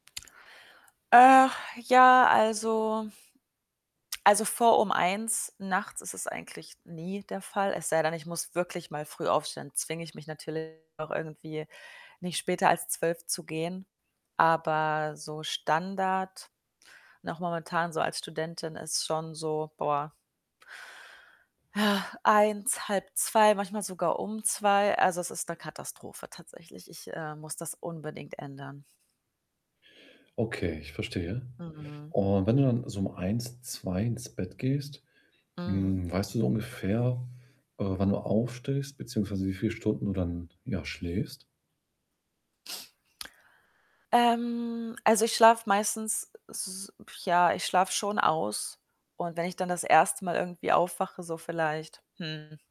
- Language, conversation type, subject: German, advice, Wie kann ich morgens frischer und energiegeladener aufwachen?
- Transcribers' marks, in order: static; other background noise; distorted speech; sigh; drawn out: "Ähm"